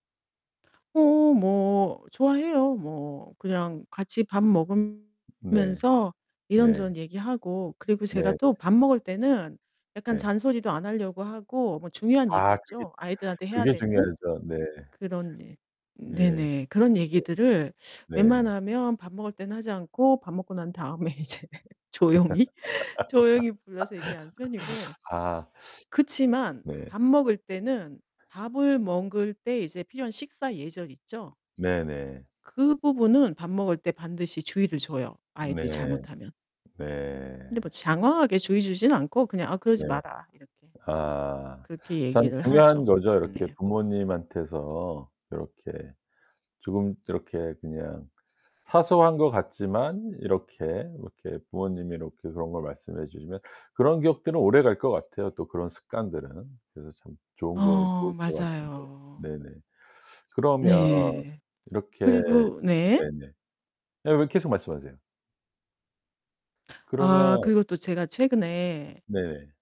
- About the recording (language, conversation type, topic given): Korean, podcast, 가족과 함께하는 식사 시간은 보통 어떤가요?
- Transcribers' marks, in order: distorted speech; tapping; laughing while speaking: "이제 조용히"; laugh